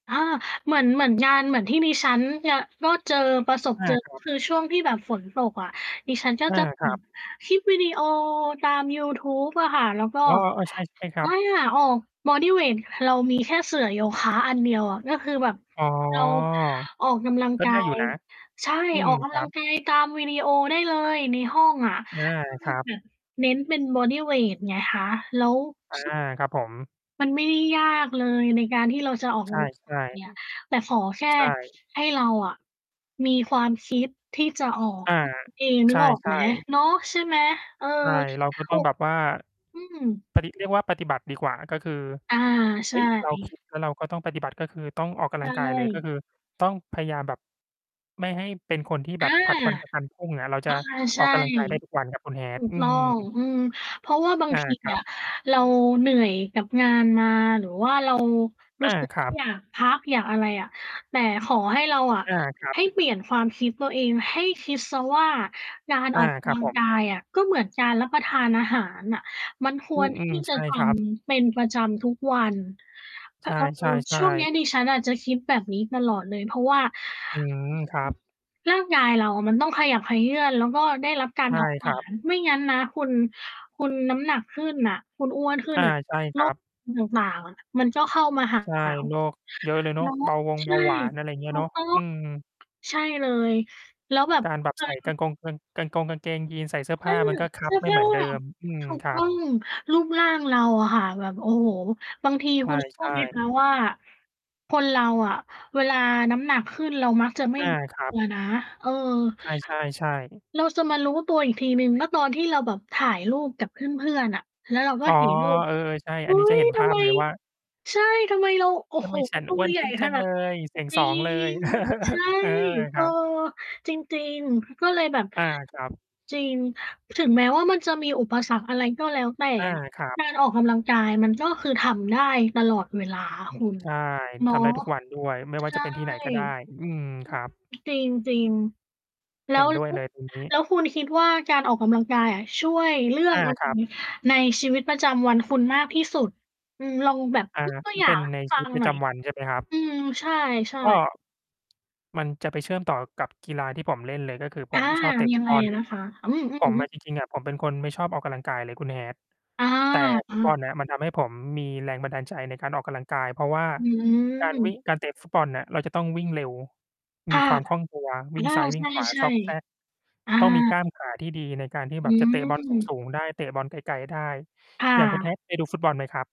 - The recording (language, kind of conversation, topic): Thai, unstructured, คุณคิดว่าการออกกำลังกายสำคัญต่อชีวิตประจำวันของคุณมากแค่ไหน?
- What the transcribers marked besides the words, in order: mechanical hum; distorted speech; other background noise; tapping; static; chuckle; background speech